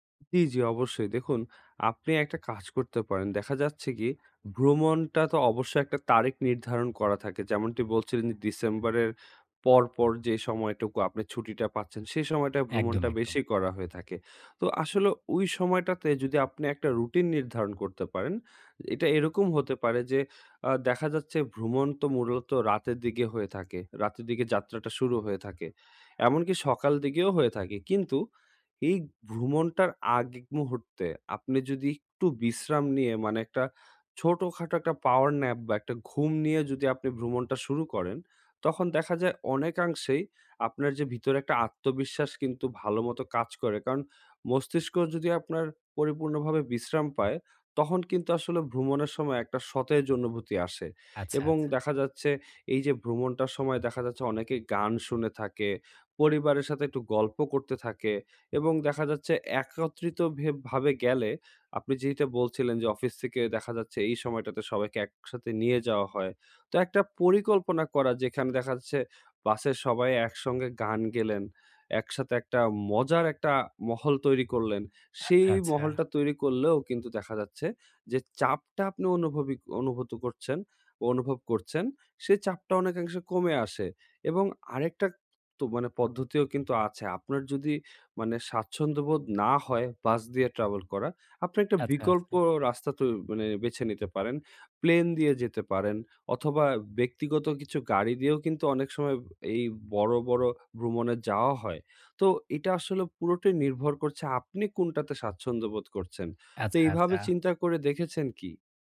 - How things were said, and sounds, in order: "তারিখ" said as "তারেখ"; "মূলত" said as "মূরত"; "দিকে" said as "দিগে"; "দিকে" said as "দিগে"; "দিকেও" said as "দিগেও"; in English: "পাওয়ার ন্যাপ"; other background noise; tapping; "ট্রাভেল" said as "ট্রাভল"
- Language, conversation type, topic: Bengali, advice, ভ্রমণে আমি কেন এত ক্লান্তি ও মানসিক চাপ অনুভব করি?